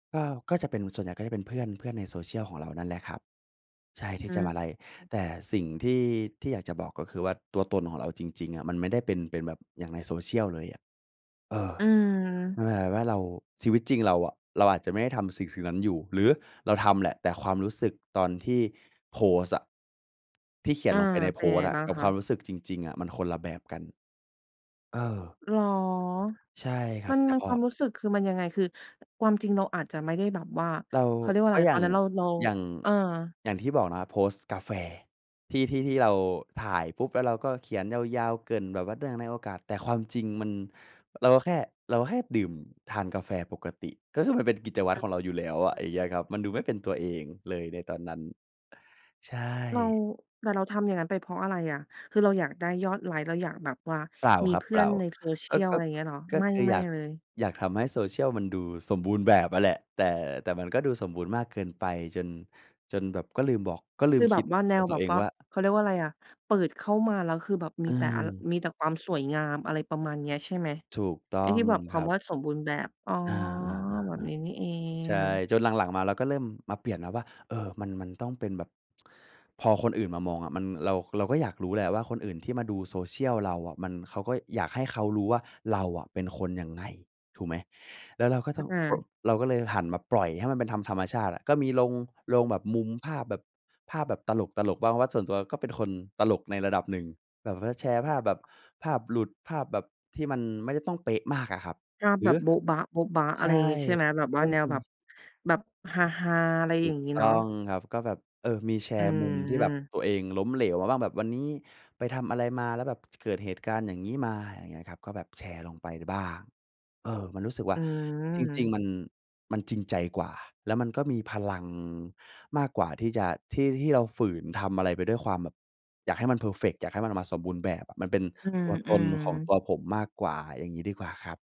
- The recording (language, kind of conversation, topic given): Thai, podcast, คุณใช้โซเชียลมีเดียเพื่อสะท้อนตัวตนของคุณอย่างไร?
- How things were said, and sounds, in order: tapping; tsk; unintelligible speech; other background noise